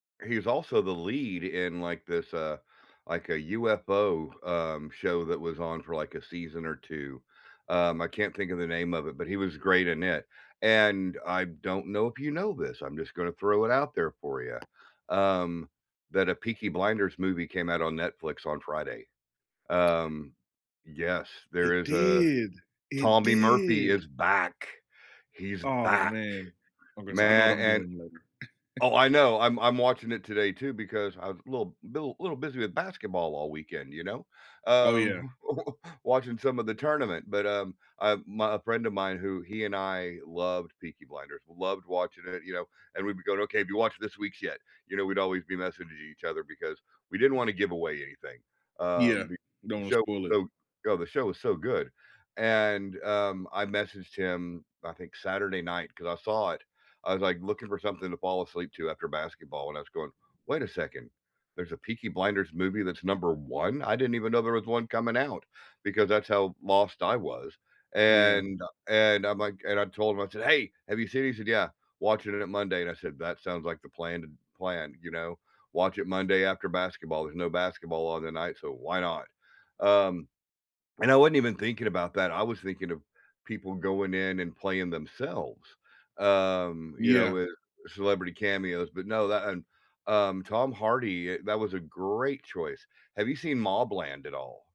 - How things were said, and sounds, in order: other background noise; stressed: "back"; chuckle; unintelligible speech; stressed: "great"
- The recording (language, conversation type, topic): English, unstructured, Which celebrity cameos did you notice right away, and which ones did you only realize later?
- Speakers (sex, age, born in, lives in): male, 30-34, United States, United States; male, 55-59, United States, United States